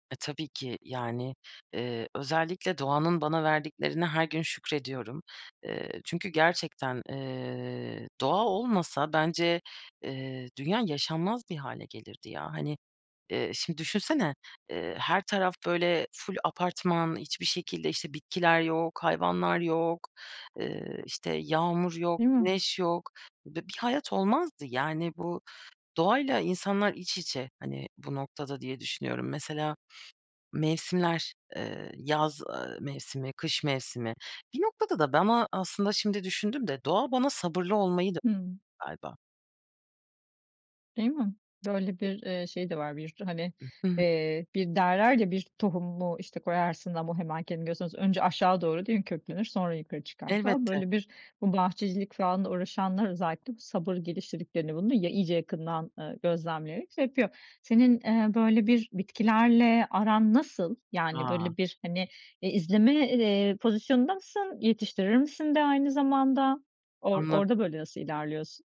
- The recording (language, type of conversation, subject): Turkish, podcast, Doğa sana hangi hayat derslerini öğretmiş olabilir?
- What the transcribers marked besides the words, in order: other background noise